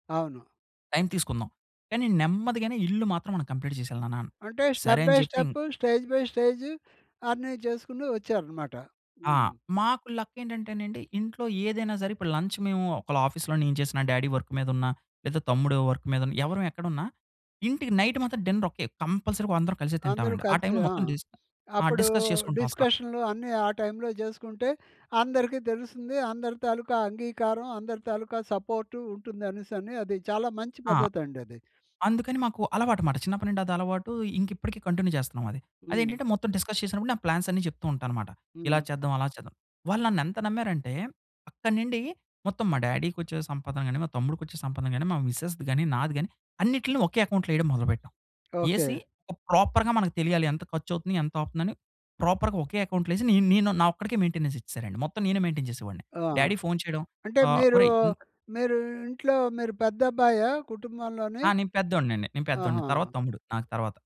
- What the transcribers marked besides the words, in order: in English: "కంప్లీట్"; in English: "స్టెప్ బై స్టెప్, స్టేజ్ బై స్టేజ్"; in English: "లక్"; in English: "లంచ్"; in English: "ఆఫీస్‌లో"; in English: "డ్యాడీ వర్క్"; in English: "వర్క్"; in English: "డిన్నర్"; in English: "కంపల్సరీగా"; tapping; in English: "డిస్కస్"; other background noise; in English: "కంటిన్యూ"; in English: "డిస్కస్"; in English: "ప్లాన్స్"; in English: "మిసెస్‌ది"; in English: "అకౌంట్‌లో"; in English: "ప్రాపర్‌గా"; in English: "ప్రాపర్‌గా"; in English: "అకౌంట్‌లో"; in English: "మెయింటెనెన్స్"; in English: "మెయింటైన్"; in English: "డ్యాడీ"
- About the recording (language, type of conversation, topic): Telugu, podcast, ఒక పెద్ద లక్ష్యాన్ని చిన్న భాగాలుగా ఎలా విభజిస్తారు?